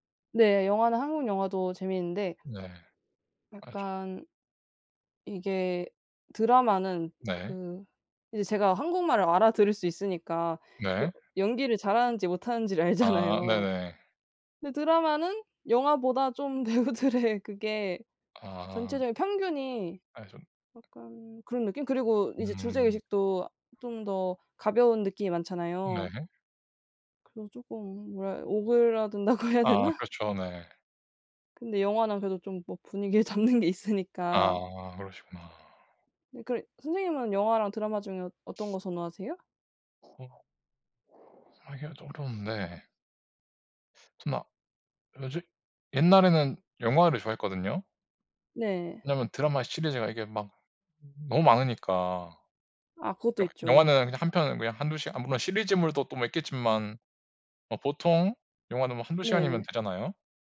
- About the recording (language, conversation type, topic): Korean, unstructured, 최근에 본 영화나 드라마 중 추천하고 싶은 작품이 있나요?
- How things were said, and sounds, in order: laughing while speaking: "알잖아요"; laughing while speaking: "배우들의"; laughing while speaking: "해야 되나?"; laughing while speaking: "잡는 게 있으니까"; other background noise; wind; unintelligible speech